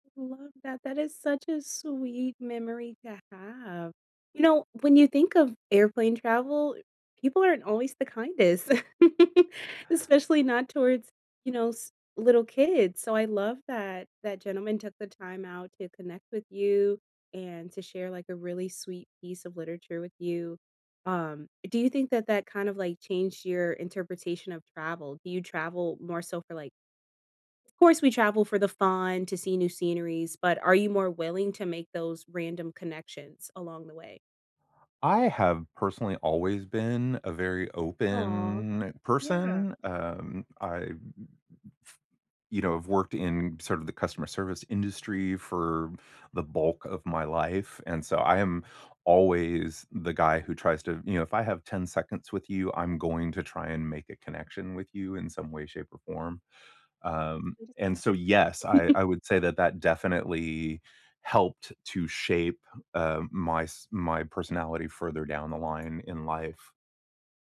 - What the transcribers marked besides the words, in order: giggle; tapping; other background noise; drawn out: "open"; chuckle
- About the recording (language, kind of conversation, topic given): English, unstructured, What’s the kindest thing a stranger has done for you on a trip?
- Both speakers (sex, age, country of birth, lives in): female, 25-29, United States, United States; male, 50-54, United States, United States